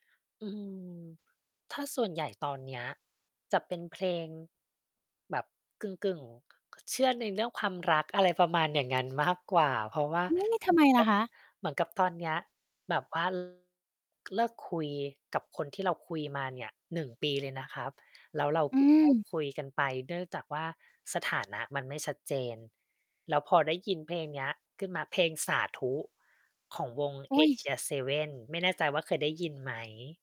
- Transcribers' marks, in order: mechanical hum; distorted speech
- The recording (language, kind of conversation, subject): Thai, podcast, เพลงอะไรที่บอกความเป็นตัวคุณได้ดีที่สุด?